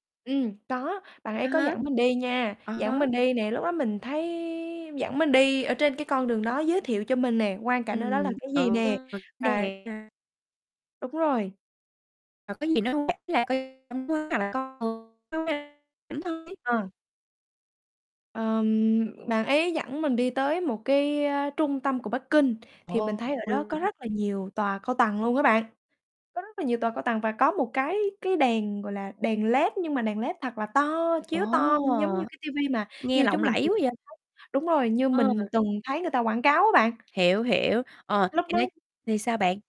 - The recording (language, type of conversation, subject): Vietnamese, podcast, Bạn có kỷ niệm bất ngờ nào với người lạ trong một chuyến đi không?
- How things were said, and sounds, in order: static; other background noise; distorted speech; unintelligible speech; unintelligible speech; unintelligible speech; tapping; unintelligible speech